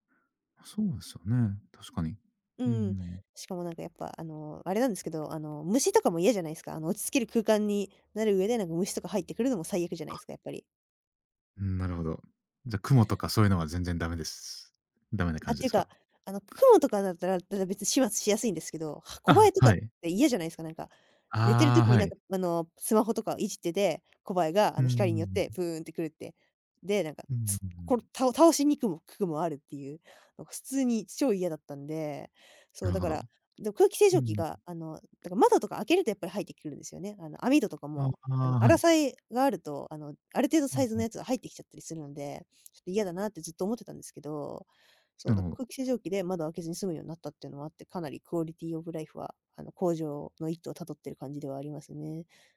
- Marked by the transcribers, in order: in English: "クオリティオブライフ"
- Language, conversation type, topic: Japanese, podcast, 自分の部屋を落ち着ける空間にするために、どんな工夫をしていますか？
- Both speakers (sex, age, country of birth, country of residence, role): female, 20-24, Japan, Japan, guest; male, 40-44, Japan, Japan, host